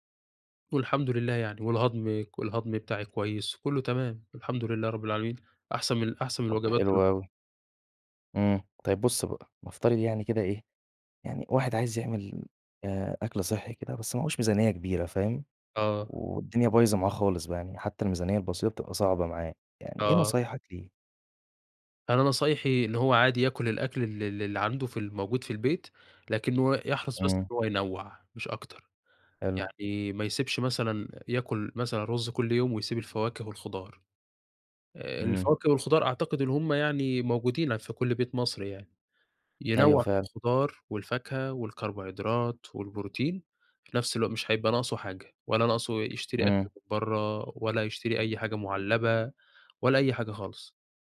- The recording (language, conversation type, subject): Arabic, podcast, إزاي تحافظ على أكل صحي بميزانية بسيطة؟
- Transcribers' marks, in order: none